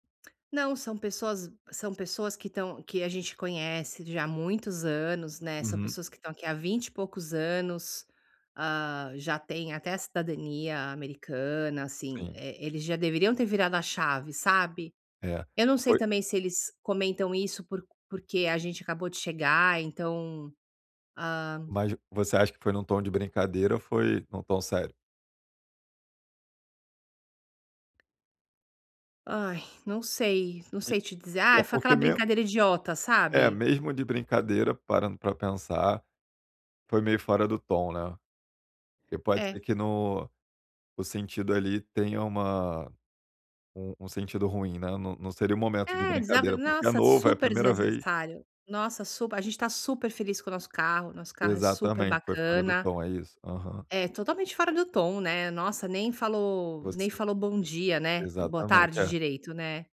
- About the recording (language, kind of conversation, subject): Portuguese, advice, Por que a comparação com os outros me deixa inseguro?
- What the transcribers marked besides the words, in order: tapping; other background noise